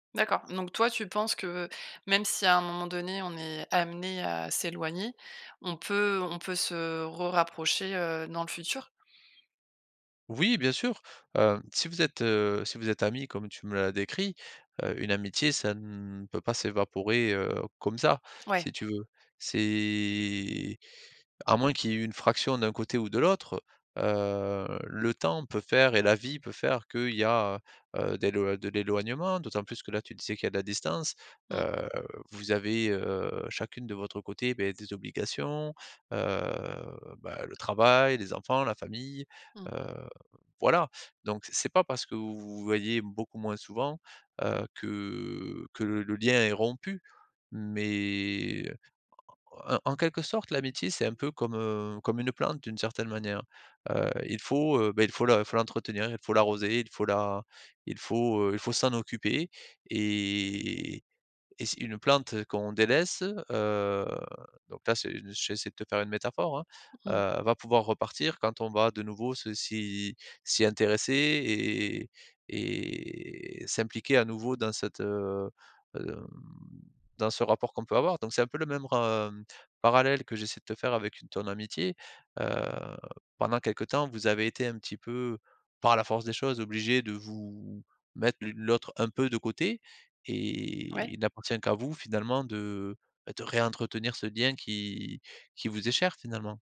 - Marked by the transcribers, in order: drawn out: "C'est"; drawn out: "heu"; drawn out: "que"; drawn out: "mais"; drawn out: "et"; drawn out: "et"; drawn out: "hem"; stressed: "réentretenir"
- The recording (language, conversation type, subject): French, advice, Comment maintenir une amitié forte malgré la distance ?